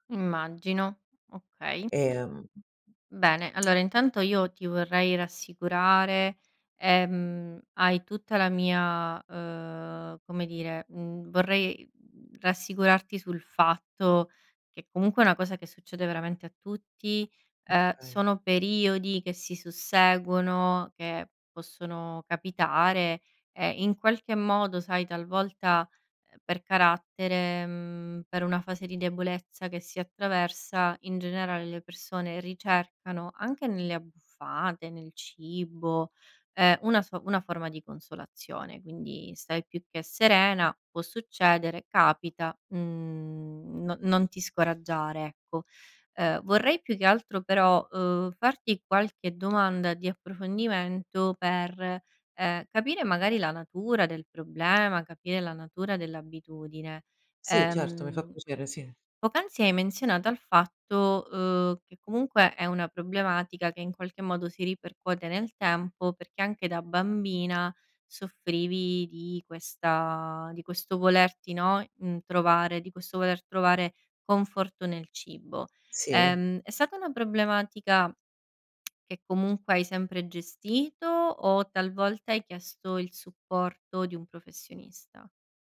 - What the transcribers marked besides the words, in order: other background noise
- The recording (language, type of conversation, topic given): Italian, advice, Perché capitano spesso ricadute in abitudini alimentari dannose dopo periodi in cui riesci a mantenere il controllo?